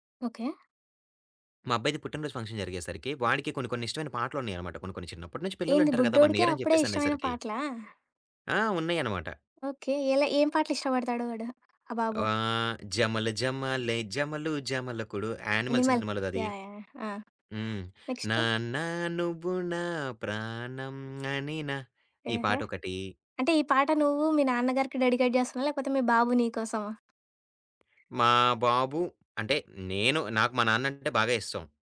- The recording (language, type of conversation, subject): Telugu, podcast, పార్టీకి ప్లేలిస్ట్ సిద్ధం చేయాలంటే మొదట మీరు ఎలాంటి పాటలను ఎంచుకుంటారు?
- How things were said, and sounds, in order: in English: "ఫంక్షన్"; in English: "వన్ ఇయర్"; other background noise; singing: "జమల జమ్మాలే జమలు జమలకుడు"; singing: "నాన్న నువ్వు నా ప్రాణం అనినా"; in English: "డెడికేట్"